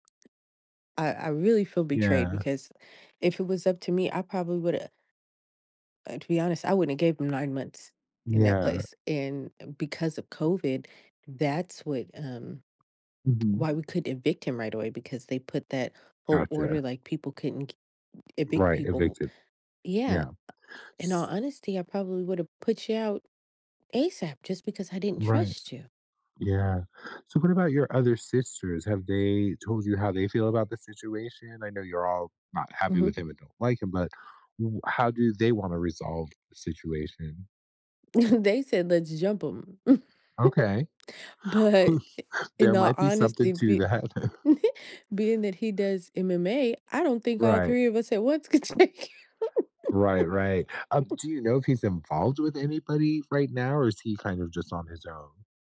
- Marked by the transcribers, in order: other background noise; chuckle; giggle; laughing while speaking: "But"; giggle; laughing while speaking: "to that"; laughing while speaking: "could take him"; laugh
- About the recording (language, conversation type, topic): English, advice, How can I learn to trust again after being betrayed?
- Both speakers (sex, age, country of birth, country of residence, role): female, 40-44, United States, United States, user; male, 50-54, United States, United States, advisor